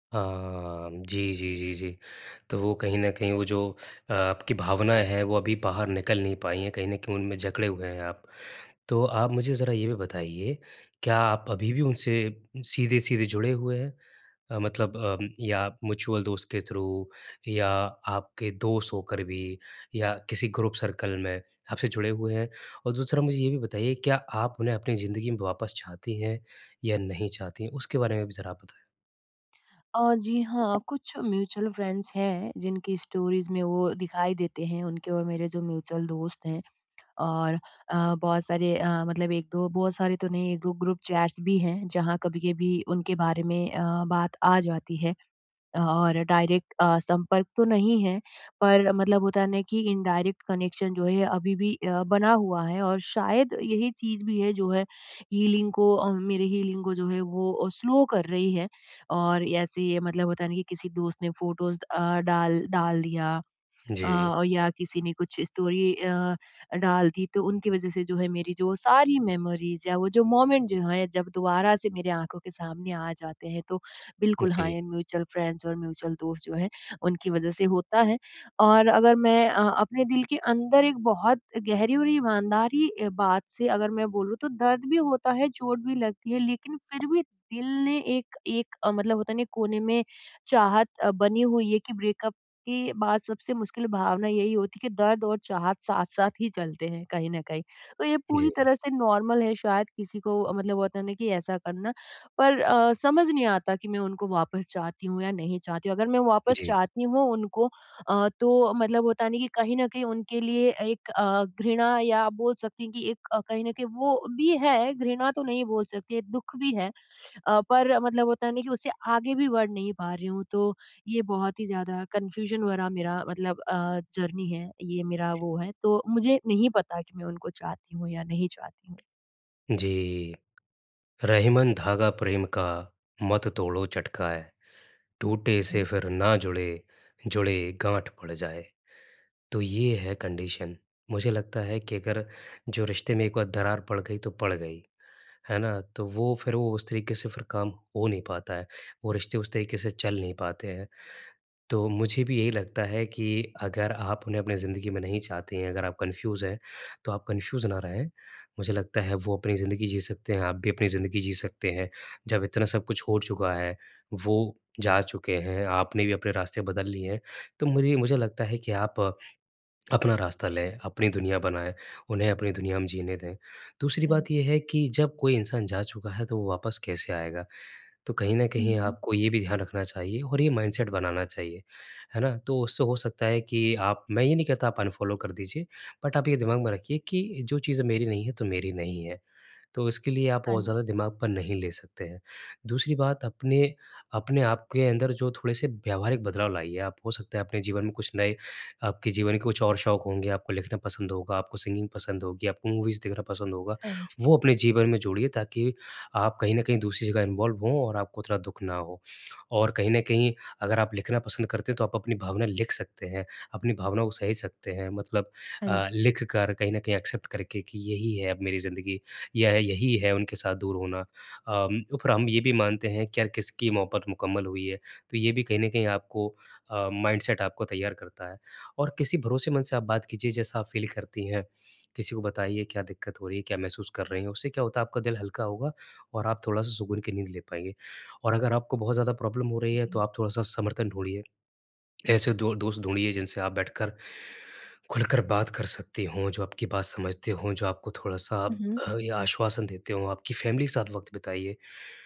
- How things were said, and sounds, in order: in English: "म्यूचुअल"; in English: "थ्रू"; in English: "ग्रुप सर्कल"; tapping; in English: "म्यूचुअल फ्रेंड्स"; in English: "स्टोरीज़"; in English: "म्यूचुअल"; in English: "ग्रुप चैट्स"; in English: "डायरेक्ट"; in English: "इनडायरेक्ट कनेक्शन"; in English: "हीलिंग"; in English: "हीलिंग"; in English: "स्लो"; in English: "फ़ोटोज़"; in English: "मेमोरीज़"; in English: "मोमेंट"; in English: "म्यूचुअल फ्रेंड्स"; in English: "म्यूचुअल"; in English: "ब्रेकअप"; in English: "नॉर्मल"; in English: "कन्फ्यूजन"; in English: "जर्नी"; in English: "कंडीशन"; in English: "कन्फ्यूज"; in English: "कन्फ्यूज"; in English: "माइंडसेट"; in English: "अनफ़ॉलो"; in English: "बट"; in English: "सिंगिंग"; in English: "मूवीज़"; in English: "इन्वॉल्व"; in English: "एक्सेप्ट"; in English: "माइंडसेट"; in English: "फील"; in English: "प्रॉब्लम"; throat clearing; in English: "फैमिली"
- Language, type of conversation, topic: Hindi, advice, सोशल मीडिया पर अपने पूर्व साथी को देखकर बार-बार मन को चोट क्यों लगती है?